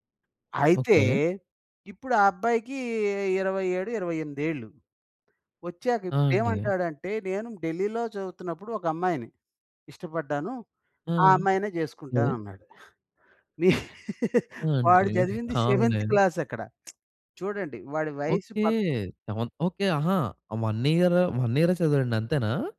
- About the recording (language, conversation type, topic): Telugu, podcast, తరాల మధ్య బంధాలను మెరుగుపరచడానికి మొదట ఏమి చేయాలి?
- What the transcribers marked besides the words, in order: chuckle; in English: "సెవెంత్"; lip smack; in English: "సెవెన్త్"; in English: "వన్ ఇయర్ వన్"